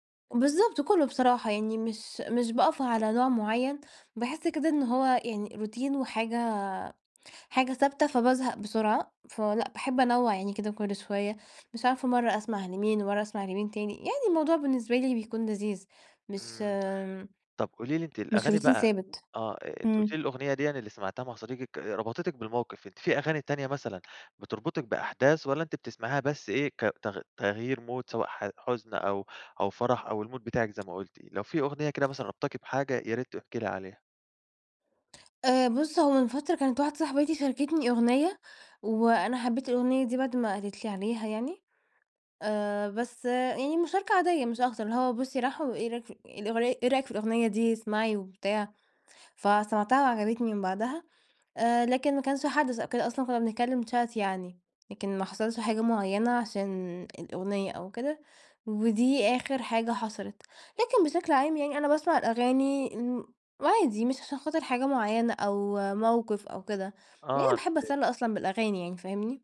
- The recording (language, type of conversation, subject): Arabic, podcast, إيه هي الأغنية اللي سمعتها وإنت مع صاحبك ومش قادر تنساها؟
- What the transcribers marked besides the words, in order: in English: "روتين"; in English: "روتين"; in English: "المود"; other background noise; in English: "chat"; unintelligible speech